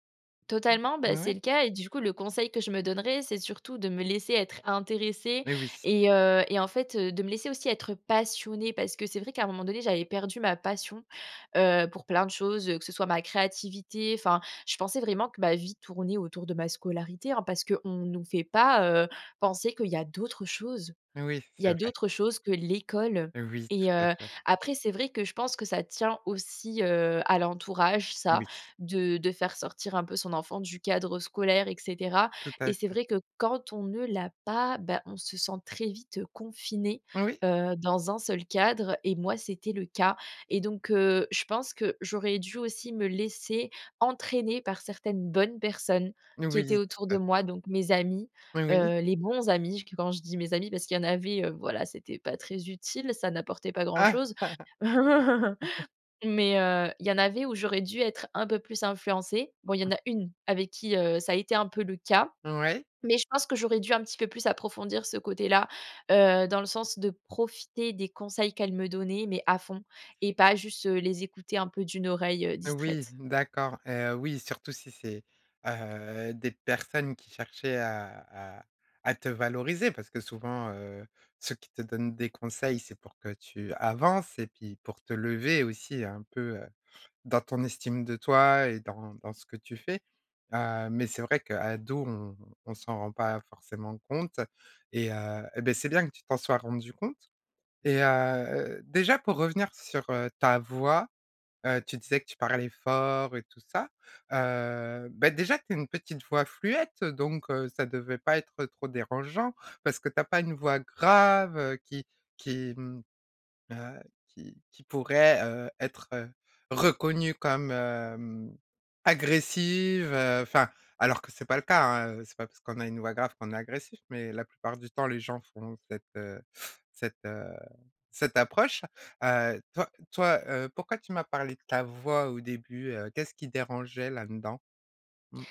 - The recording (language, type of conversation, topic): French, podcast, Quel conseil donnerais-tu à ton moi adolescent ?
- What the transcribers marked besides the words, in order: other background noise; stressed: "bonnes"; laugh; chuckle; stressed: "une"; drawn out: "heu"